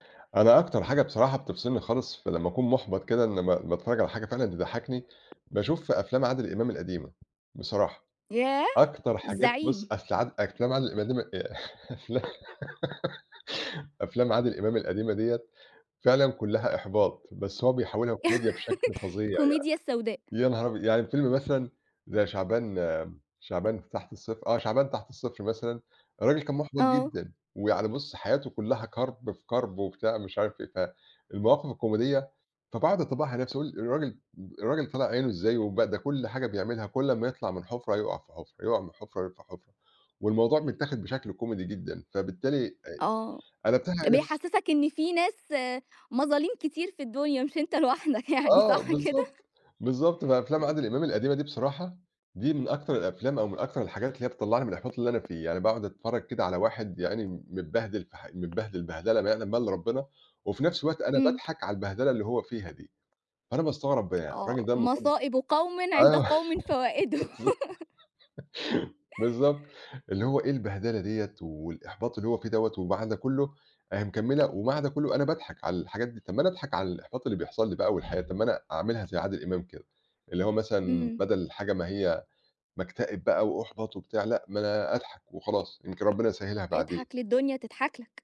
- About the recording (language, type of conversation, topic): Arabic, podcast, إيه اللي بيحفّزك تكمّل لما تحس بالإحباط؟
- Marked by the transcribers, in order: other background noise; laughing while speaking: "أفلا"; giggle; tapping; laugh; laughing while speaking: "مش أنت لوحدك يعني، صح كده؟"; other noise; laughing while speaking: "آه بالض بالضبط"; laugh